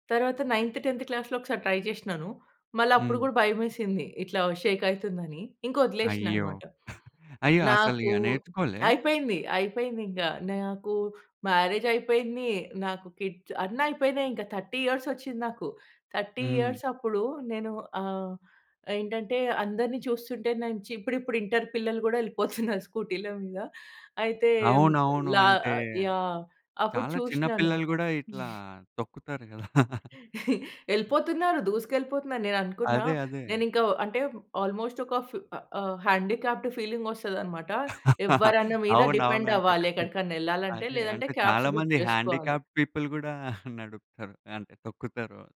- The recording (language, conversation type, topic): Telugu, podcast, బైసికిల్ తొలిసారి తొక్కడం నేర్చుకున్నప్పుడు ఏమేమి జరిగాయి?
- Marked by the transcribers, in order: in English: "నైన్త్, టెన్త్ క్లాస్‌లో"; in English: "ట్రై"; in English: "షేక్"; chuckle; in English: "మ్యారేజ్"; in English: "కిడ్స్"; in English: "థర్టీ ఇయర్స్"; in English: "థర్టీ ఇయర్స్"; chuckle; in English: "స్కూటీ‌ల"; chuckle; in English: "ఆల్మోస్ట్"; in English: "హ్యాండీక్యాప్డ్ ఫీలింగ్"; laughing while speaking: "అవునవును. అంటే అదే. అంటే చాలా మంది హ్యాండీక్యాప్డ్ పీపుల్ గూడా నడుపుతారు, అంటే తొక్కుతారు"; in English: "డిపెండ్"; in English: "హ్యాండీక్యాప్డ్ పీపుల్"; in English: "క్యాబ్స్ బుక్"